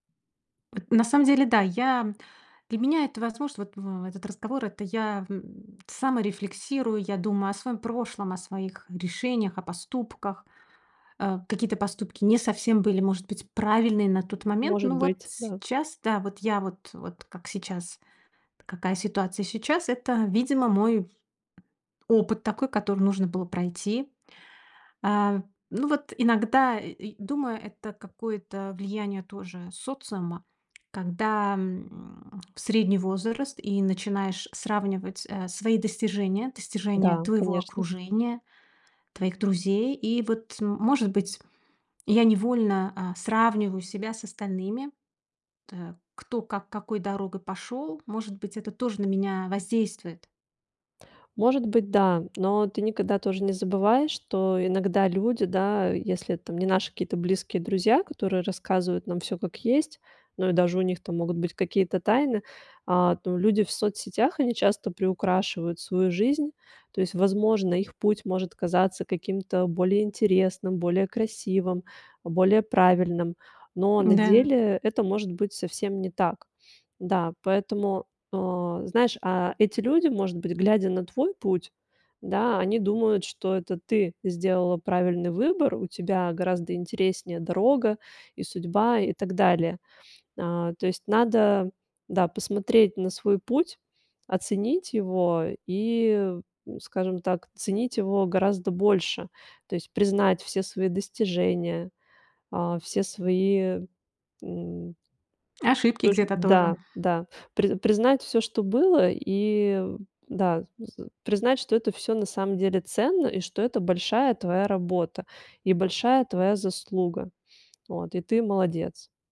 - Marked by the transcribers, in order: other noise; tapping; lip smack; other background noise
- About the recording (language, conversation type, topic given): Russian, advice, Как вы переживаете сожаление об упущенных возможностях?